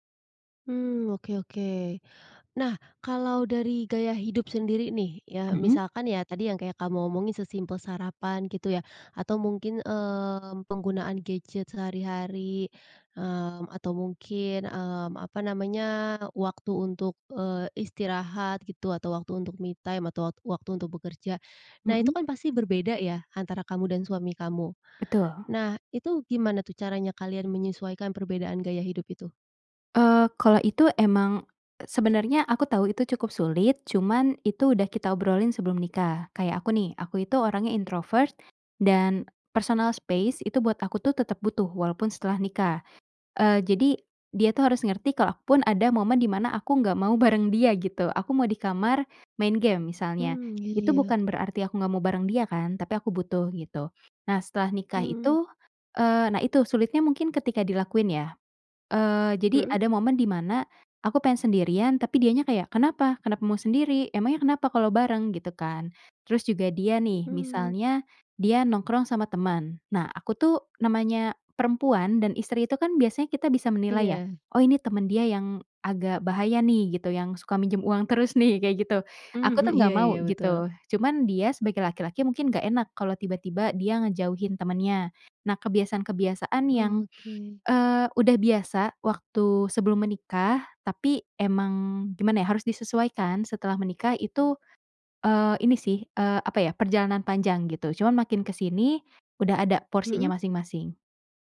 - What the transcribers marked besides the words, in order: in English: "me time"; tapping; in English: "introvert"; in English: "personal space"; laughing while speaking: "terus nih"; laughing while speaking: "Mhm"
- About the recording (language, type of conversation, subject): Indonesian, podcast, Apa yang berubah dalam hidupmu setelah menikah?
- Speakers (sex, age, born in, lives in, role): female, 25-29, Indonesia, Indonesia, guest; female, 25-29, Indonesia, Indonesia, host